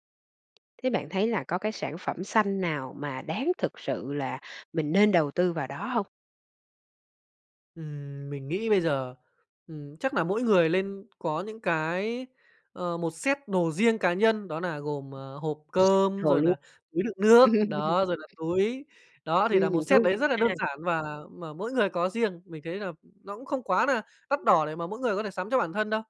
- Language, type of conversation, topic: Vietnamese, podcast, Bạn thường làm gì để giảm rác thải nhựa trong gia đình?
- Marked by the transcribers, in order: tapping; in English: "set"; other background noise; in English: "set"; chuckle